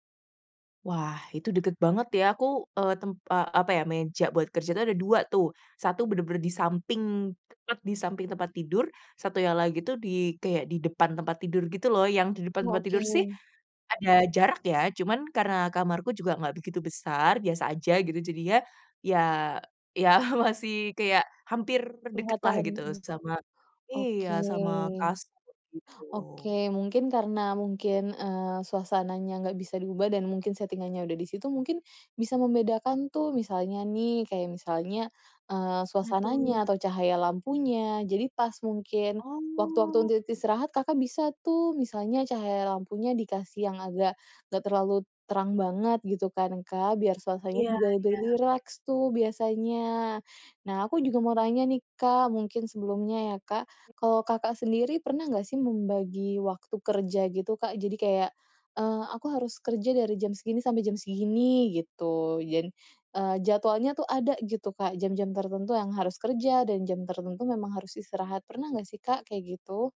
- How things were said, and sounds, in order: laughing while speaking: "ya"; "istirahat" said as "intisrahat"; "rileks" said as "rireks"; other background noise
- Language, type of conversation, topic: Indonesian, advice, Bagaimana cara menetapkan batas antara pekerjaan dan kehidupan pribadi agar saya tidak mengalami kelelahan kerja lagi?